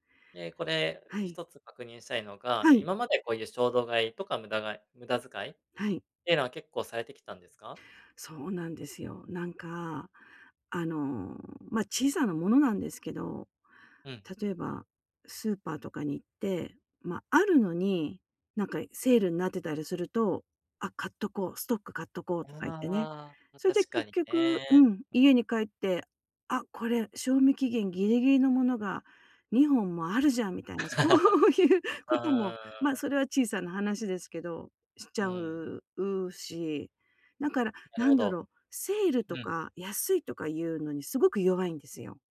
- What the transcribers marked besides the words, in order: laugh; laughing while speaking: "そういうことも"
- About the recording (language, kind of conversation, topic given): Japanese, advice, 衝動買いや無駄買いを減らすにはどうすればよいですか？